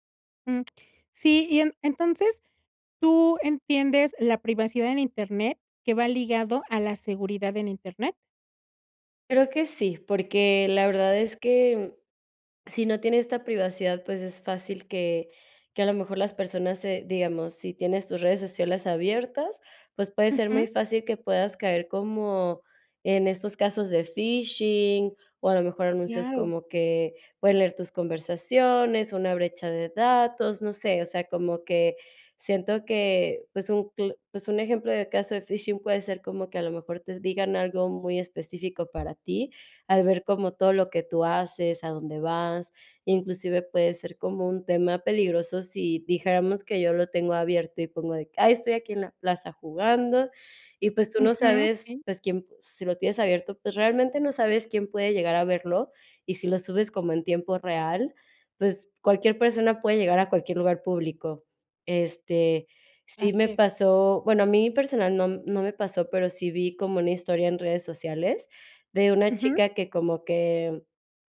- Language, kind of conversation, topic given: Spanish, podcast, ¿Qué importancia le das a la privacidad en internet?
- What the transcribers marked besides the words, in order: tapping